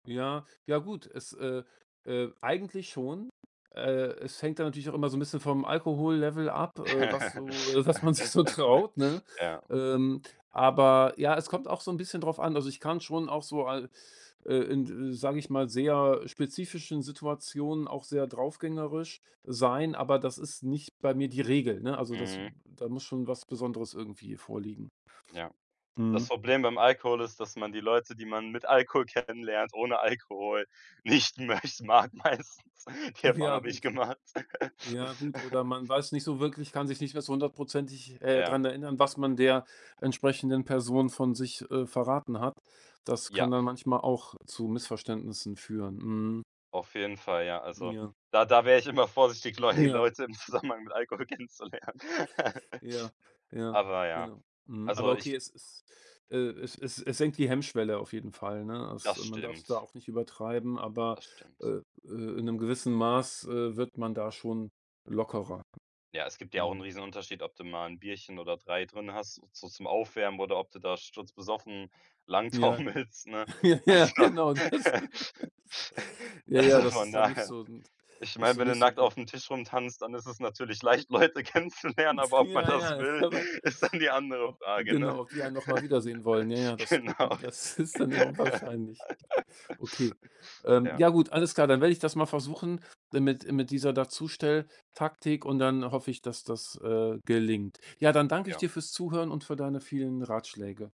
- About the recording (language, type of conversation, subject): German, advice, Wie kann ich meine Unsicherheit beim Smalltalk auf Partys überwinden?
- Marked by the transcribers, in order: other background noise; laugh; laughing while speaking: "äh, was man sich so traut, ne?"; laughing while speaking: "nicht möcht mag meistens. Die Erfahrung habe ich gemacht"; laughing while speaking: "Ja"; laugh; laughing while speaking: "wäre ich immer vorsichtig, Leu Leute im Zusammenhang mit Alkohol kennenzulernen"; laugh; laughing while speaking: "Ja ja, genau, das"; laugh; laughing while speaking: "taumelst, ne? Also, also, von daher"; laugh; laughing while speaking: "Nt Ja, ja, oder"; laughing while speaking: "leicht, Leute kennenzulernen, aber ob … ne? Genau, richtig"; laughing while speaking: "ist dann eher unwahrscheinlich"; laugh